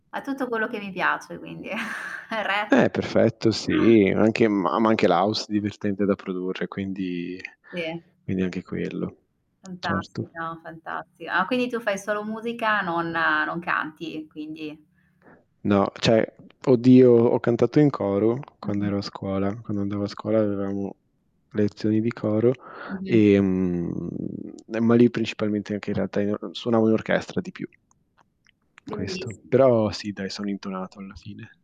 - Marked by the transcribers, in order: static; tapping; chuckle; gasp; "Sì" said as "ì"; other background noise; "quindi" said as "quini"; "cioè" said as "ceh"; distorted speech; drawn out: "ehm"
- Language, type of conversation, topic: Italian, unstructured, Che rapporto hai oggi con la tua creatività rispetto agli anni della tua giovinezza?